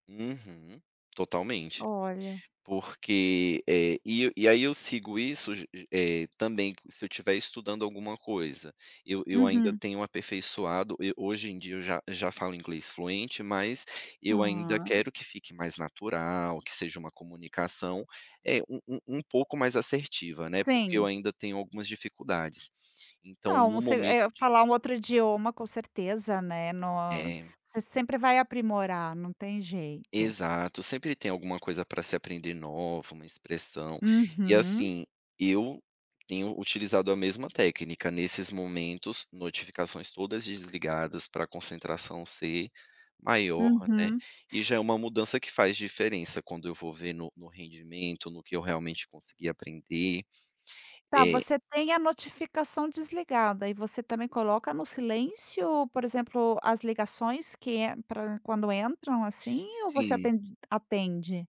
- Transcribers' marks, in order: none
- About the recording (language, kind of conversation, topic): Portuguese, podcast, Que pequenas mudanças todo mundo pode adotar já?